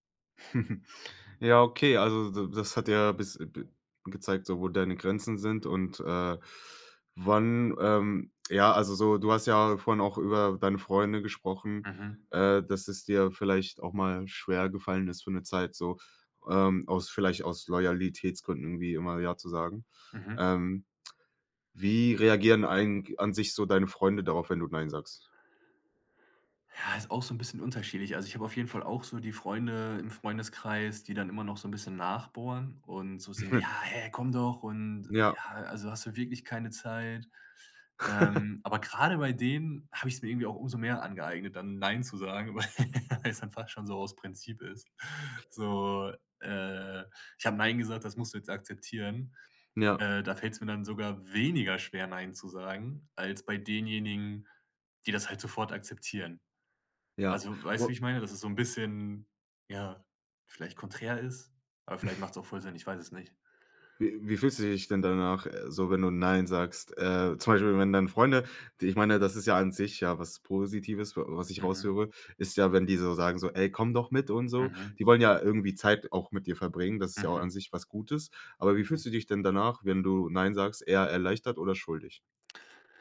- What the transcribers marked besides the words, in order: chuckle; chuckle; laugh; laughing while speaking: "weil"; laugh; chuckle
- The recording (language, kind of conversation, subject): German, podcast, Wann sagst du bewusst nein, und warum?